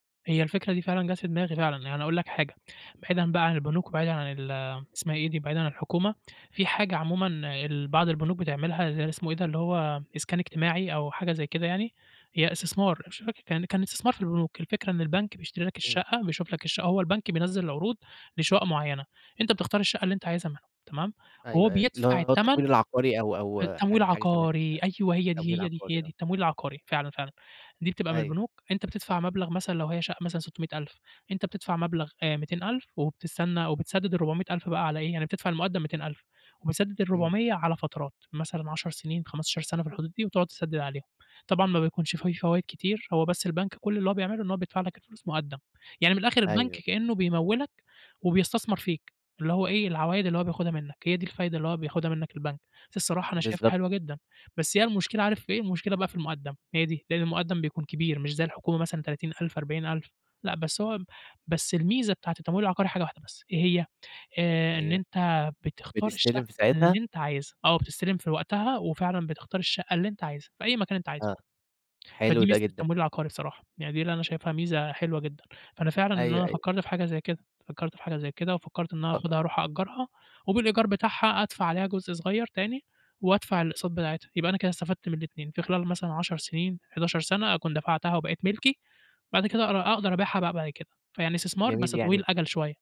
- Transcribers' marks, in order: none
- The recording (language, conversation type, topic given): Arabic, podcast, إيه كان إحساسك أول ما اشتريت بيتك؟